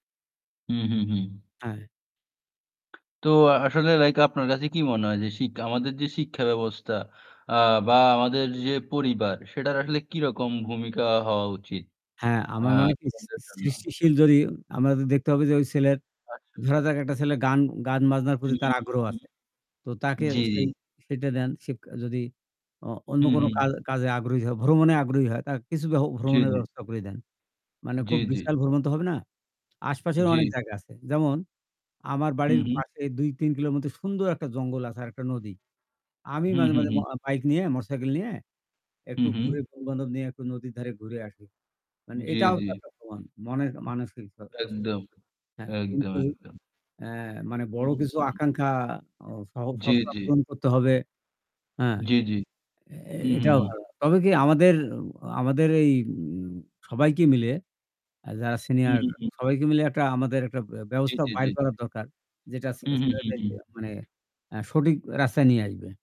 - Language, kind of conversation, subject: Bengali, unstructured, আপনার মতে সমাজে তরুণদের সঠিক দিশা দিতে কী করা উচিত?
- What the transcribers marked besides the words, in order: tapping; distorted speech; static; other background noise; unintelligible speech; unintelligible speech